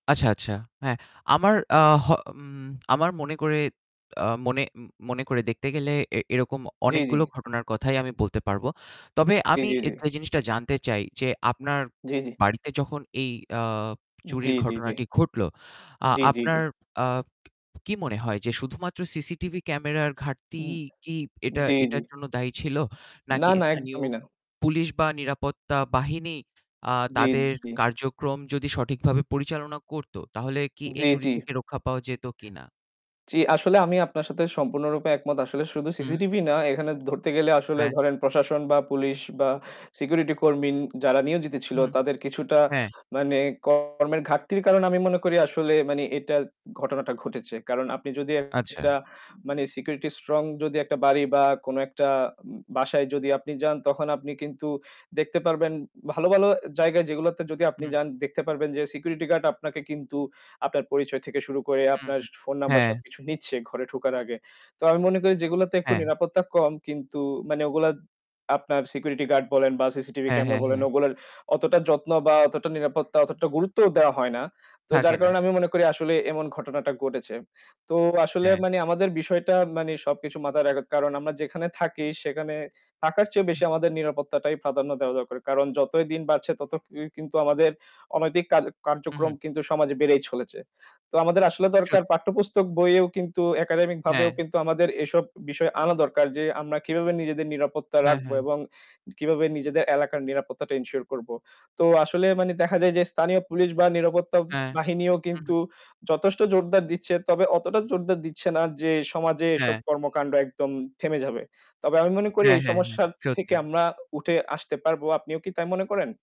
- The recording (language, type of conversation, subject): Bengali, unstructured, আপনার এলাকার নিরাপত্তা নিয়ে আপনি কতটা চিন্তিত?
- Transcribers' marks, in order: "কর্মী" said as "কর্মীন"; distorted speech; "রাখতে" said as "রাখত"; "চলেছে" said as "ছলেইছে"